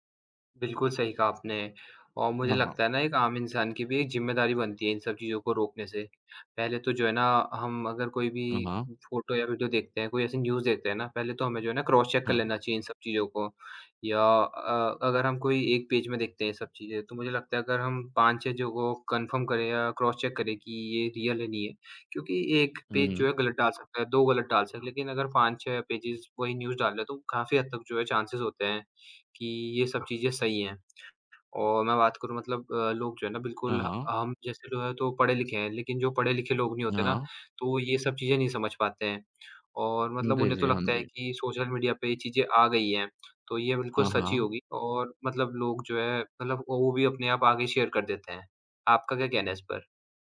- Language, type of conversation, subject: Hindi, unstructured, आपको क्या लगता है कि सोशल मीडिया पर झूठी खबरें क्यों बढ़ रही हैं?
- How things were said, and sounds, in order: tapping; in English: "न्यूज़"; in English: "क्रॉस चेक"; in English: "कन्फ़र्म"; in English: "क्रॉस चेक"; in English: "रियल"; in English: "पेजेज़"; in English: "न्यूज़"; in English: "चांसेज़"; in English: "शेयर"